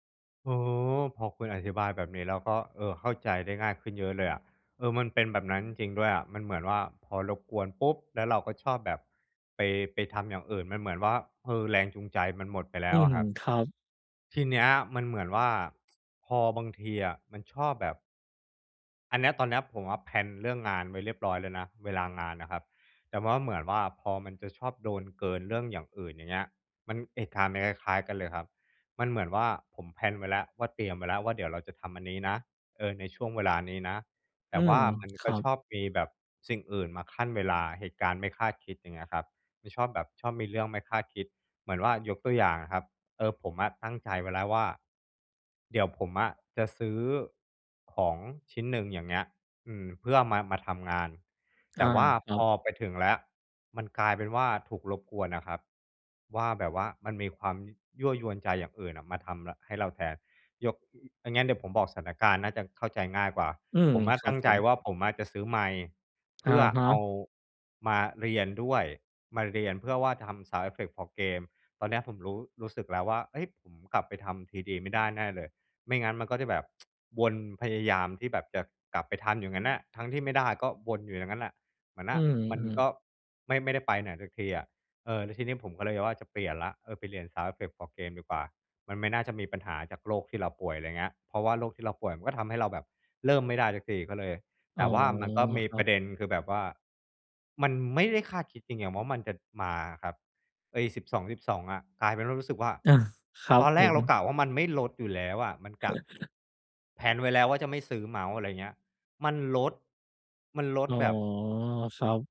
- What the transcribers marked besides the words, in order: other background noise; in English: "แพลน"; "เหตุการณ์" said as "เอดการณ์"; in English: "แพลน"; tsk; in English: "sound effect for game"; chuckle; tsk; in English: "แพลน"
- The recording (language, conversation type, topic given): Thai, advice, ฉันจะจัดกลุ่มงานที่คล้ายกันเพื่อช่วยลดการสลับบริบทและสิ่งรบกวนสมาธิได้อย่างไร?